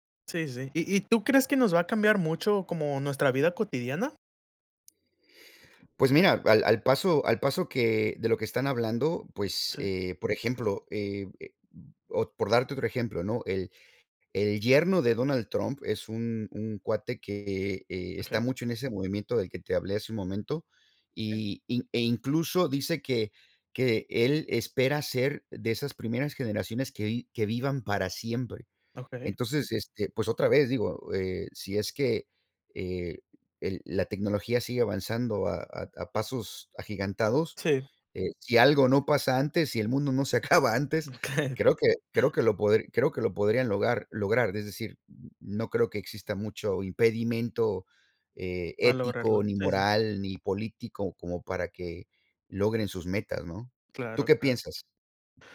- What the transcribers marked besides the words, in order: laughing while speaking: "se acaba"; laughing while speaking: "Okey"
- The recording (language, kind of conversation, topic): Spanish, unstructured, ¿Cómo te imaginas el mundo dentro de 100 años?
- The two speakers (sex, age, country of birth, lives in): male, 20-24, Mexico, United States; male, 50-54, United States, United States